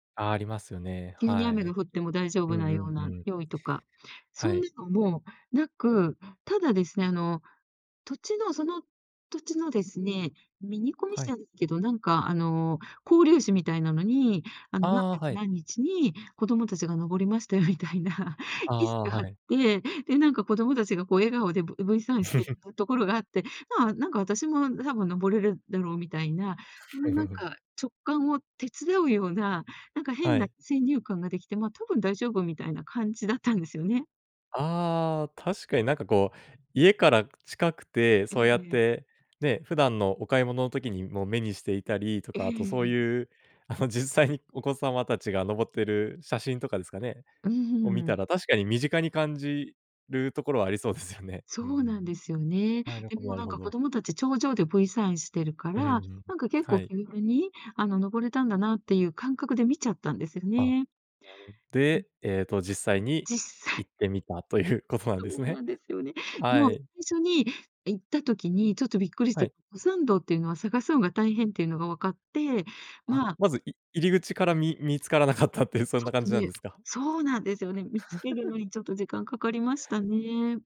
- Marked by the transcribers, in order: laughing while speaking: "みたいな"; "してる" said as "してっぐ"; laugh; laugh; laughing while speaking: "あの、実際に"; "気軽" said as "けびく"; other noise; laughing while speaking: "ということ"; laughing while speaking: "見つからなかったって"; laugh
- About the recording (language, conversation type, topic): Japanese, podcast, 直感で判断して失敗した経験はありますか？